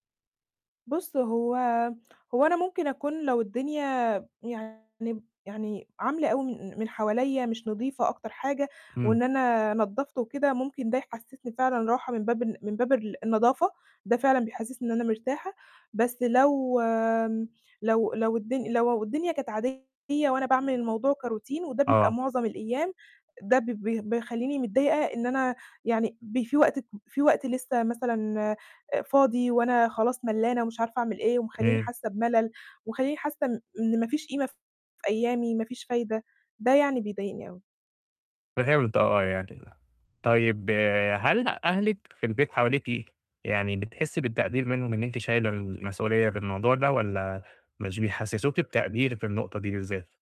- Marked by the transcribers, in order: distorted speech; in English: "كroutine"
- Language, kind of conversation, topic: Arabic, advice, إزاي ألاقي معنى أو قيمة في المهام الروتينية المملة اللي بعملها كل يوم؟